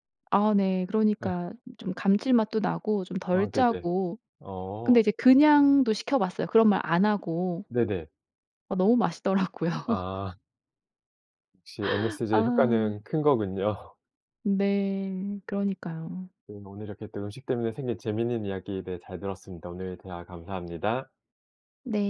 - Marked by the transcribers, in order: tapping; laugh
- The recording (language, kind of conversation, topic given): Korean, podcast, 음식 때문에 생긴 웃긴 에피소드가 있나요?